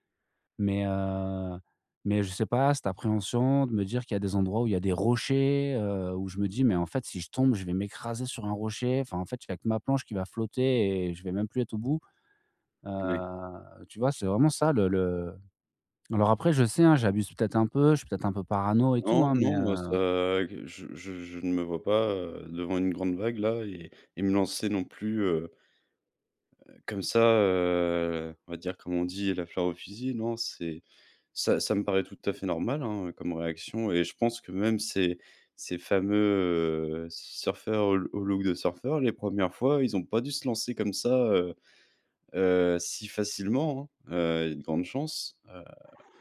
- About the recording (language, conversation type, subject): French, advice, Comment puis-je surmonter ma peur d’essayer une nouvelle activité ?
- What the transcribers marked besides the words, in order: stressed: "rochers"; stressed: "m'écraser"; drawn out: "fameux"